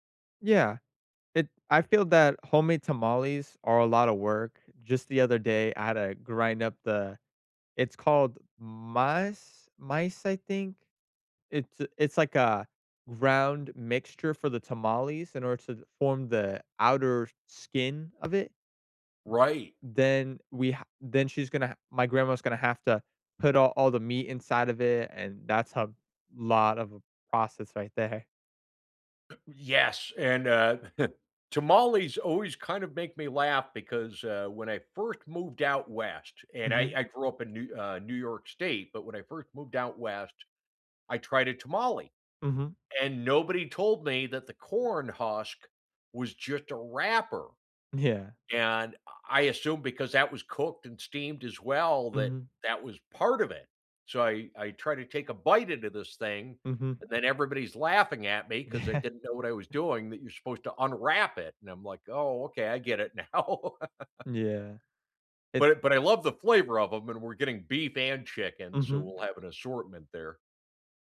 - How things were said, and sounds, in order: in Spanish: "maíz"; other noise; laughing while speaking: "there"; tapping; chuckle; stressed: "wrapper"; laughing while speaking: "Yeah"; chuckle; stressed: "unwrap"; laughing while speaking: "now"; laugh; other background noise
- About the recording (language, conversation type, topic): English, unstructured, What cultural tradition do you look forward to each year?